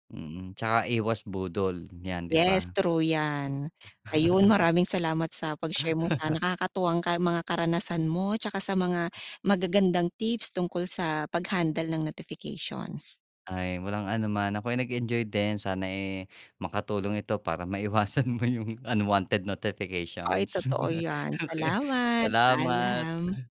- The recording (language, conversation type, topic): Filipino, podcast, May mga praktikal ka bang payo kung paano mas maayos na pamahalaan ang mga abiso sa telepono?
- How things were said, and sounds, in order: tapping; other background noise; chuckle; laughing while speaking: "maiwasan mo yung"; chuckle; laughing while speaking: "Okey"; chuckle